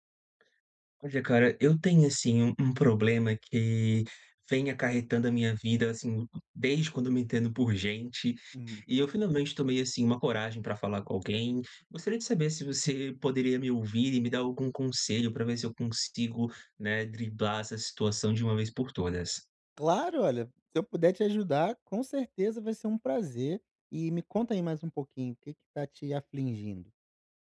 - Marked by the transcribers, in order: other background noise; "afligindo" said as "aflingindo"
- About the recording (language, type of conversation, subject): Portuguese, advice, Como posso responder com autocompaixão quando minha ansiedade aumenta e me assusta?